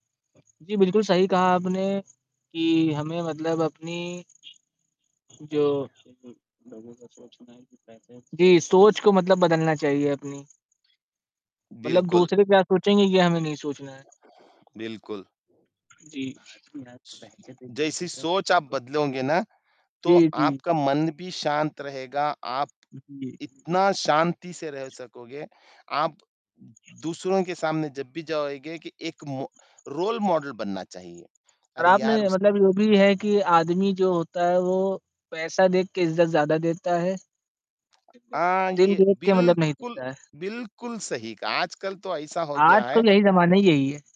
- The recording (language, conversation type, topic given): Hindi, unstructured, क्या लोग केवल दिखावे के लिए ज़रूरत से ज़्यादा खरीदारी करते हैं?
- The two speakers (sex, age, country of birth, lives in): male, 18-19, India, India; male, 30-34, India, India
- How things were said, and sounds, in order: distorted speech; background speech; other background noise; static; in English: "रोल मॉडल"; mechanical hum